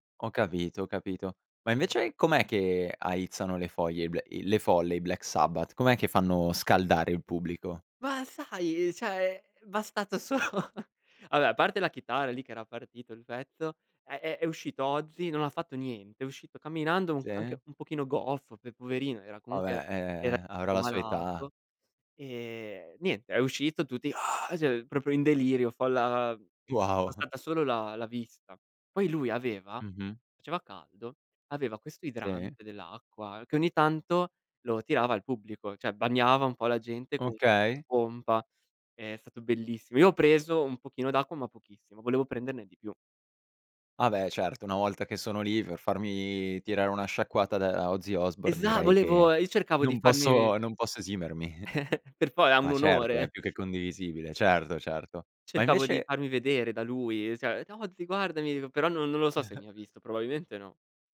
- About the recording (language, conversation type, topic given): Italian, podcast, Qual è il concerto più indimenticabile che hai visto e perché ti è rimasto nel cuore?
- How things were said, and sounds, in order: "cioè" said as "ceh"; laughing while speaking: "solo"; "Sì" said as "Ze"; tapping; whoop; "cioè" said as "ceh"; "proprio" said as "propio"; other background noise; chuckle; "Sì" said as "Ze"; "cioè" said as "ceh"; chuckle; "dico" said as "igo"; chuckle